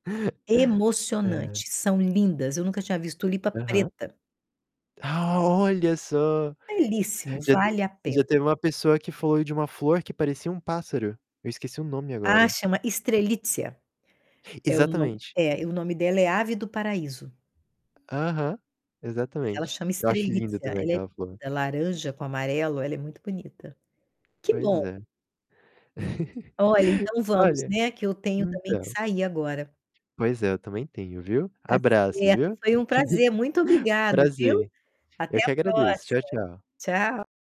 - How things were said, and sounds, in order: other background noise; chuckle; distorted speech; chuckle
- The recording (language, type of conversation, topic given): Portuguese, unstructured, Qual é o lugar na natureza que mais te faz feliz?